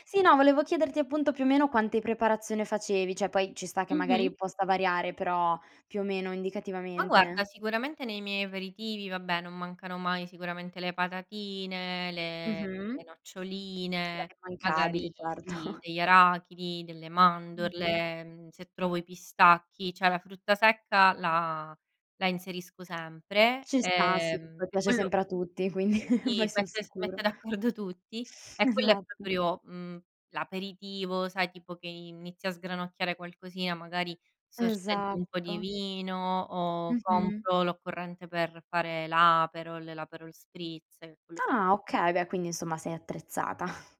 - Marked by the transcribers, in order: "cioè" said as "ceh"; laughing while speaking: "certo"; "cioè" said as "ceh"; laughing while speaking: "quindi"; laughing while speaking: "d'accordo"; laughing while speaking: "Esatto"; tapping; laughing while speaking: "attrezzata"
- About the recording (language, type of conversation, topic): Italian, podcast, Quali sono i tuoi trucchi per organizzare un aperitivo conviviale?
- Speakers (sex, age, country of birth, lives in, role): female, 25-29, Italy, Italy, host; female, 30-34, Italy, Italy, guest